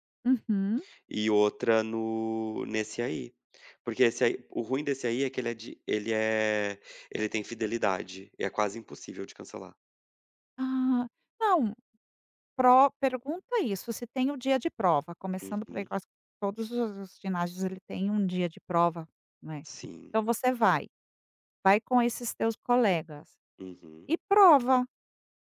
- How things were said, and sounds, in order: tapping
- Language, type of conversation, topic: Portuguese, advice, Como posso lidar com a falta de um parceiro ou grupo de treino, a sensação de solidão e a dificuldade de me manter responsável?